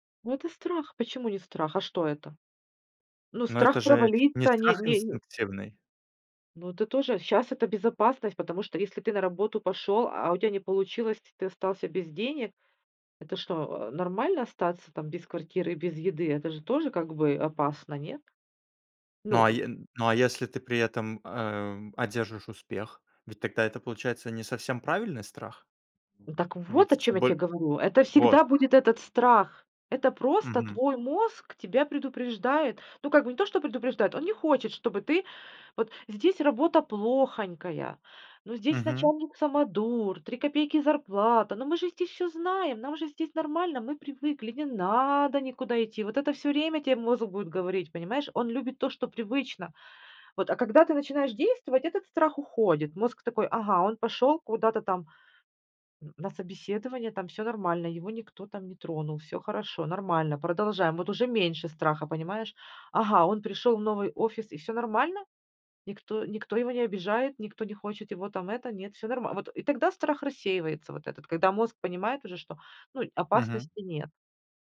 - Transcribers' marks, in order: tapping; other background noise; put-on voice: "Вот здесь работа плохонькая, ну … надо никуда идти"
- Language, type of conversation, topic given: Russian, podcast, Как отличить интуицию от страха или желания?